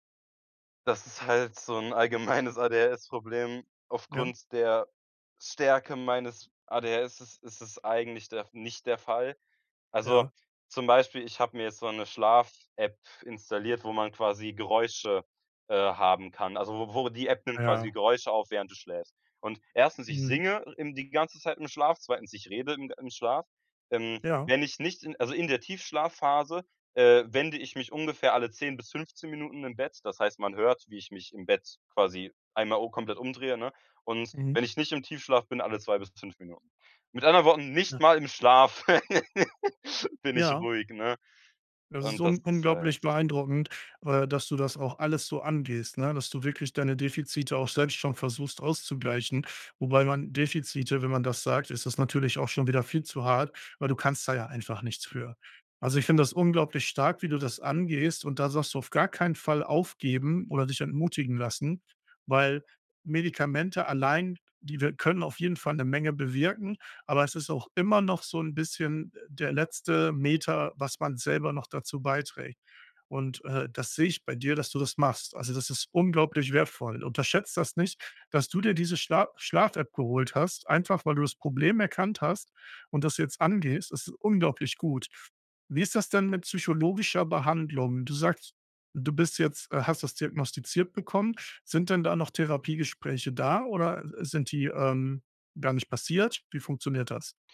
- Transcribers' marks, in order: laughing while speaking: "allgemeines"; unintelligible speech; laugh
- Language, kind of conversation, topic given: German, advice, Wie kann ich mit Angst oder Panik in sozialen Situationen umgehen?